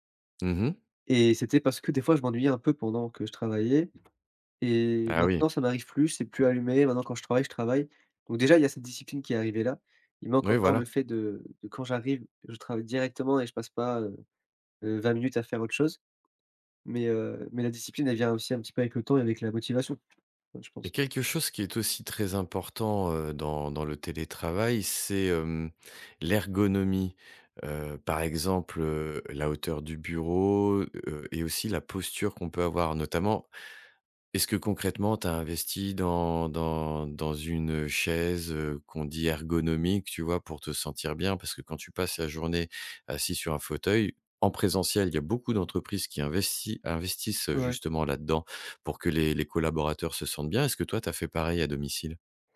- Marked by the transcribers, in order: none
- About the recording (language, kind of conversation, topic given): French, podcast, Comment aménages-tu ton espace de travail pour télétravailler au quotidien ?